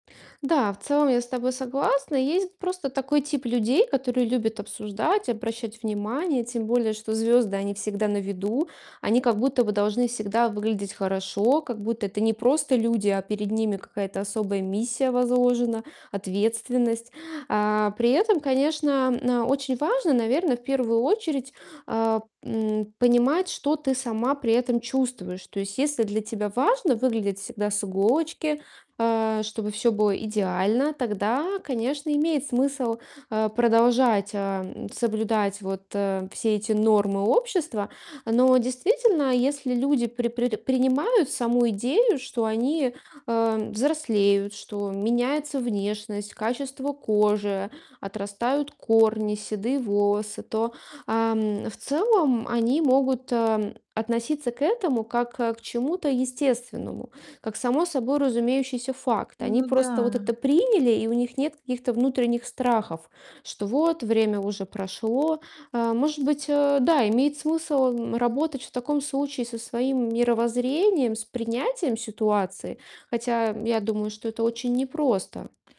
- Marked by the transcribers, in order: distorted speech; tapping
- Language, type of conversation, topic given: Russian, advice, Как мне привыкнуть к изменениям в теле и сохранить качество жизни?
- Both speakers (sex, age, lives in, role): female, 35-39, Estonia, advisor; female, 45-49, France, user